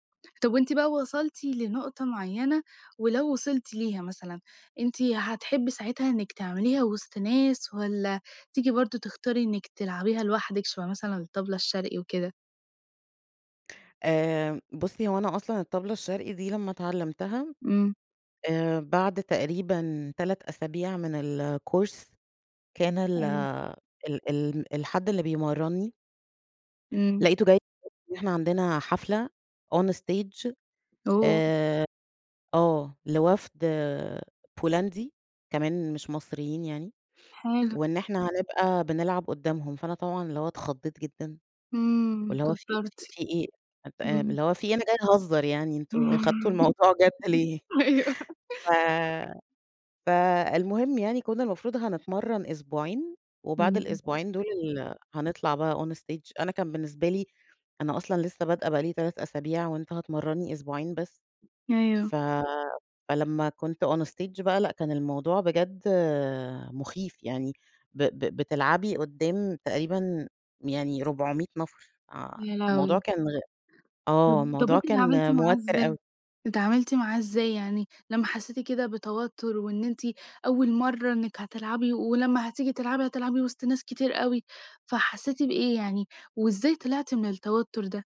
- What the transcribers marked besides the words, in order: in English: "الcourse"; in English: "on stage"; laughing while speaking: "إمم أيوه"; laughing while speaking: "جد ليه"; other background noise; in English: "on stage"; in English: "on stage"
- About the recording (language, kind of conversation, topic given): Arabic, podcast, بتحب تمارس هوايتك لوحدك ولا مع الناس، وليه؟